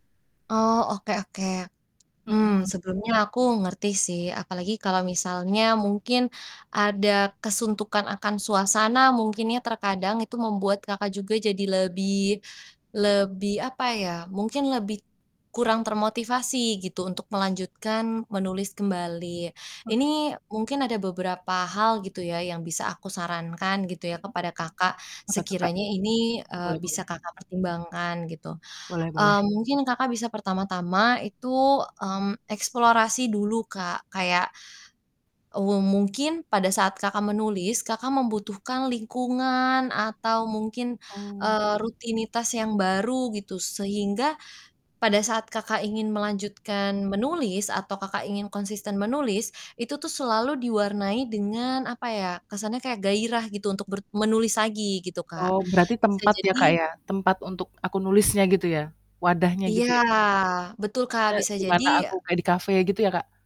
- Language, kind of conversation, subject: Indonesian, advice, Bagaimana ketakutan bahwa tulisanmu belum cukup bagus membuatmu jadi tidak konsisten menulis?
- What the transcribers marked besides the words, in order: static; distorted speech; drawn out: "Iya"